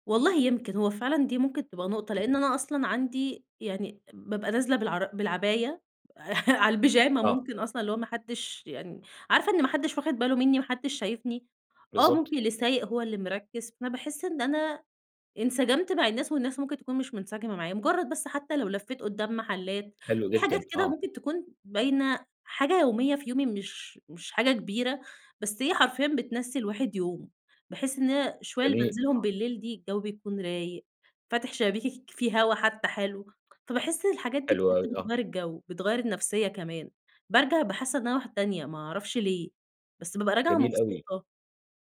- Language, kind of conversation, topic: Arabic, podcast, إيه عاداتك اليومية عشان تفصل وتفوق بعد يوم مرهق؟
- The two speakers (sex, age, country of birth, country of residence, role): female, 20-24, Egypt, Egypt, guest; male, 30-34, Egypt, Egypt, host
- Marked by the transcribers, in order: chuckle